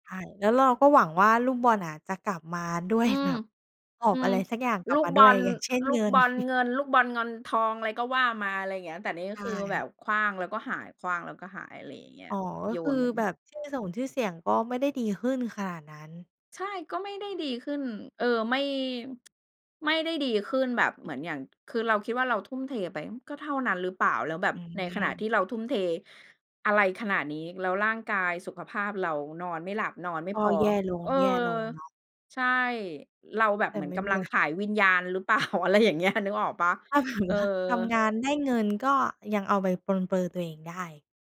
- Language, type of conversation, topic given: Thai, podcast, มีวิธีลดความเครียดหลังเลิกงานอย่างไรบ้าง?
- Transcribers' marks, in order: tsk; unintelligible speech; other background noise; laughing while speaking: "เปล่า"